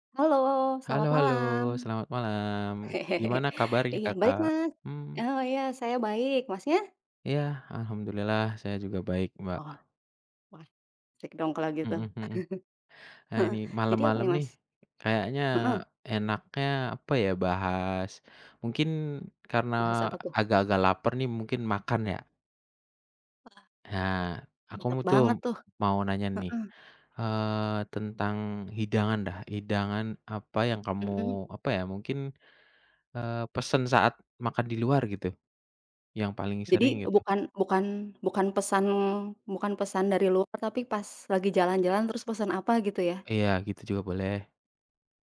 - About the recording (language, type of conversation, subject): Indonesian, unstructured, Apa hidangan yang paling sering kamu pesan saat makan di luar?
- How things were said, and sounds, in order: laugh; tapping; chuckle